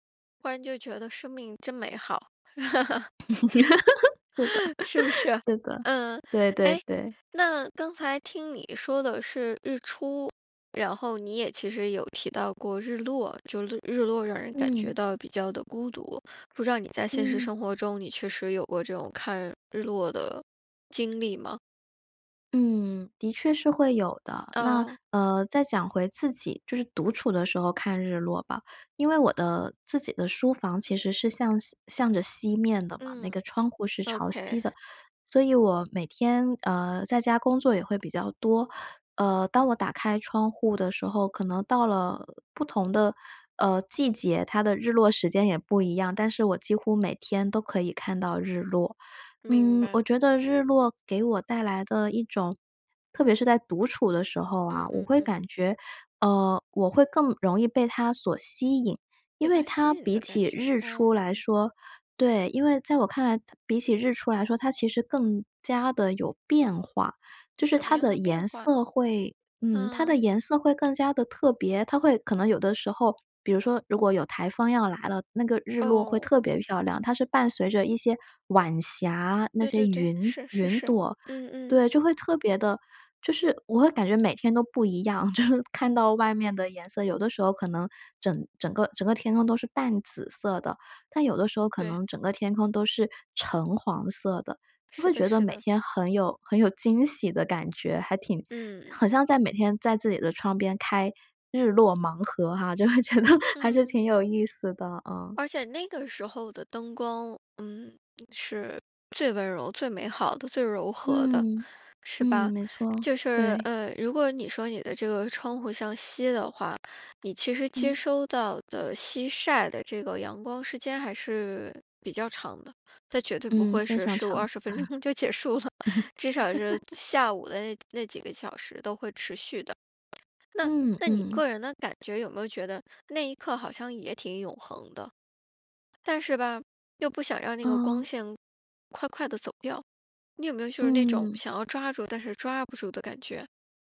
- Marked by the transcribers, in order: laugh; laughing while speaking: "是不是？"; laughing while speaking: "是的"; other background noise; laughing while speaking: "就是"; laughing while speaking: "就会觉得"; tsk; laughing while speaking: "分钟就结束了"; laugh
- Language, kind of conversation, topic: Chinese, podcast, 哪一次你独自去看日出或日落的经历让你至今记忆深刻？